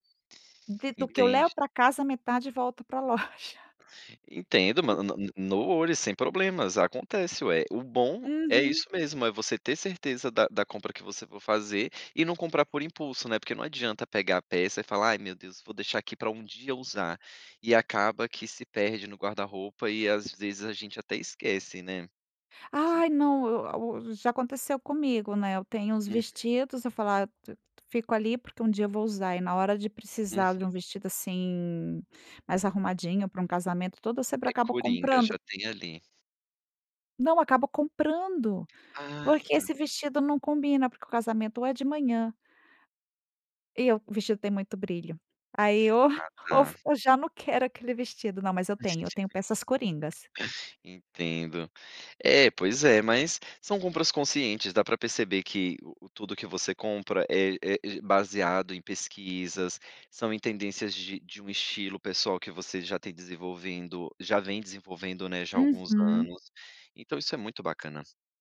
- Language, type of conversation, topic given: Portuguese, podcast, Como você adapta tendências ao seu estilo pessoal?
- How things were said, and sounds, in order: chuckle; other noise; unintelligible speech